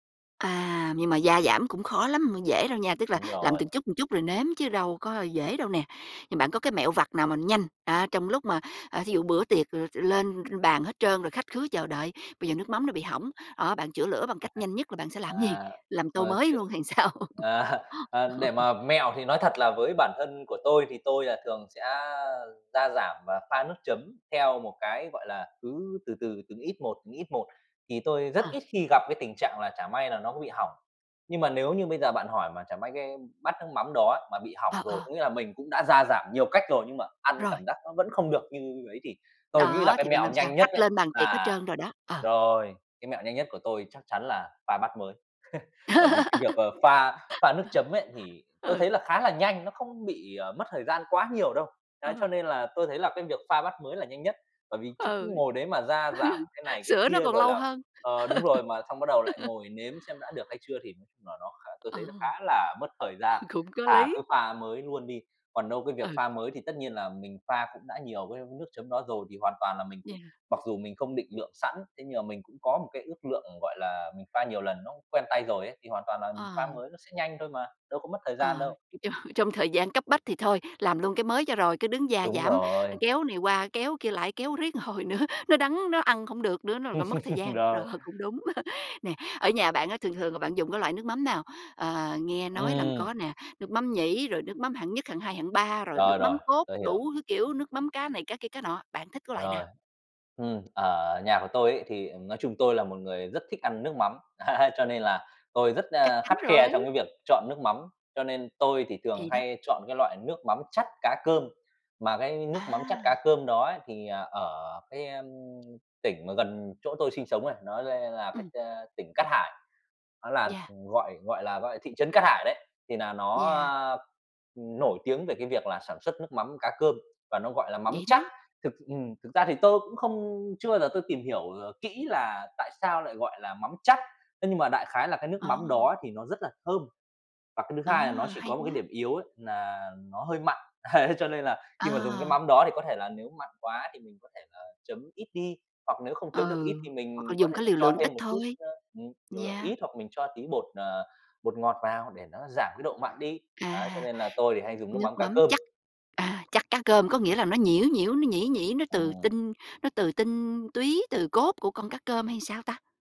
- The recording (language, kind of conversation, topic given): Vietnamese, podcast, Bạn có bí quyết nào để pha nước chấm thật ngon không?
- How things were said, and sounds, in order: tapping; laugh; laughing while speaking: "à"; laughing while speaking: "hay làm sao?"; laugh; laugh; other background noise; laugh; laugh; laugh; laughing while speaking: "Cũng có lý"; laughing while speaking: "Trong"; laughing while speaking: "hồi nữa"; laugh; laughing while speaking: "Rồi"; laugh; laughing while speaking: "ấy"; "chỉ" said as "shĩ"; laughing while speaking: "Ấy"